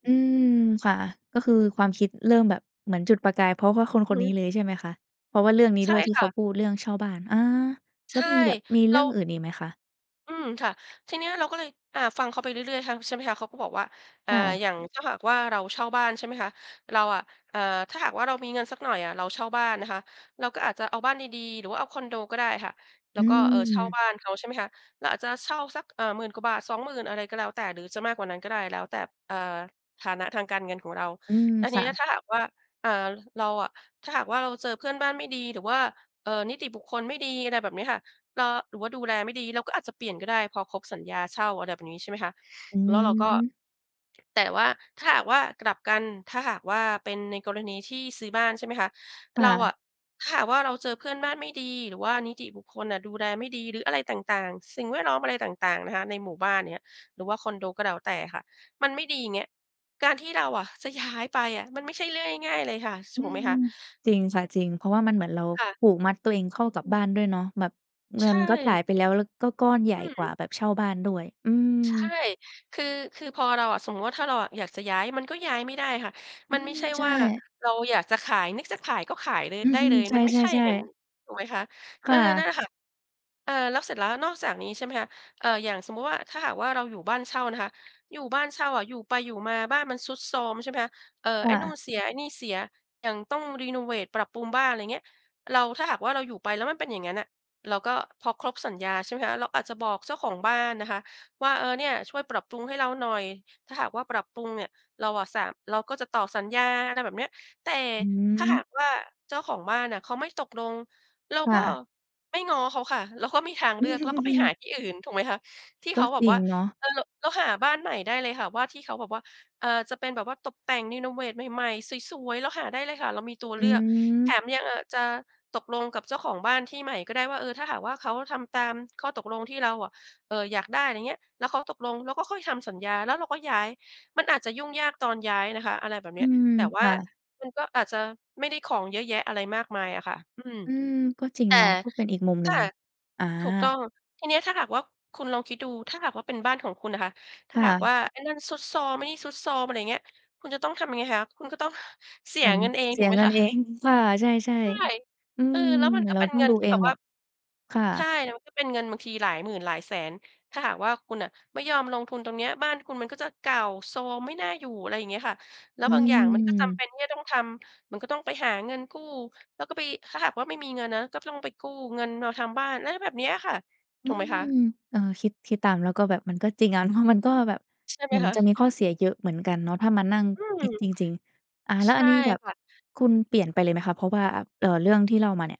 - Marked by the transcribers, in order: laughing while speaking: "ย้าย"; laughing while speaking: "ไหมคะ ?"; laughing while speaking: "เอง"; laughing while speaking: "เนาะ"
- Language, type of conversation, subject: Thai, podcast, เคยมีคนคนหนึ่งที่ทำให้คุณเปลี่ยนมุมมองหรือความคิดไปไหม?